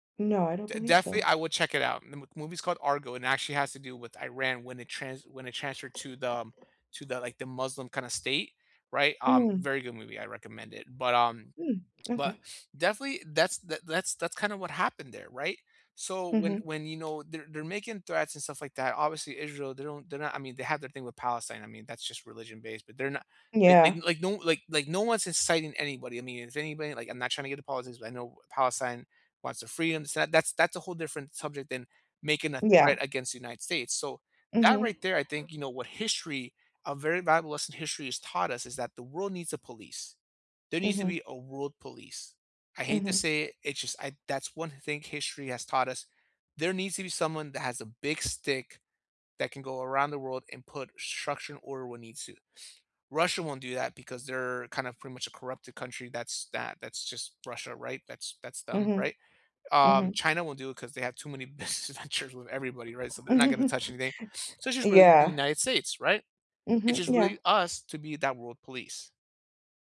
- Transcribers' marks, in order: other background noise; tapping; laughing while speaking: "business ventures"; chuckle
- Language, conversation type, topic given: English, unstructured, Do you think history repeats itself, and why or why not?
- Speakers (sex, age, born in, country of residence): female, 20-24, United States, United States; male, 35-39, United States, United States